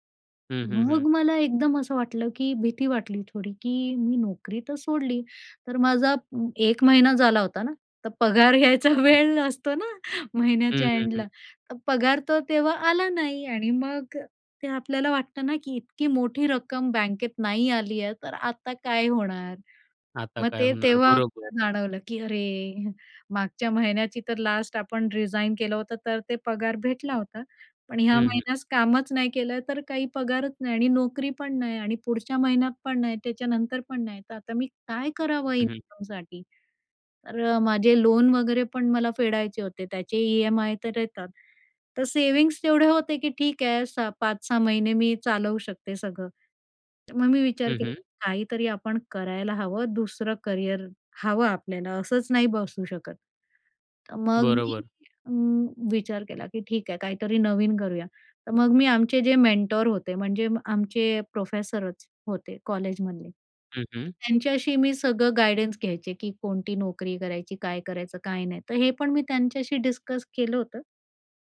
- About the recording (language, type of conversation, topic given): Marathi, podcast, करिअर बदलताना तुला सगळ्यात मोठी भीती कोणती वाटते?
- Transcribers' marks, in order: laughing while speaking: "घ्यायचा वेळ असतो ना"; in English: "एंडला"; in English: "लास्ट"; in English: "रीझाइन"; in English: "ई-एम-आय"; in English: "सेव्हिंग्स"; unintelligible speech; in English: "मेंटर"; in English: "गाईडन्स"; in English: "डिस्कस"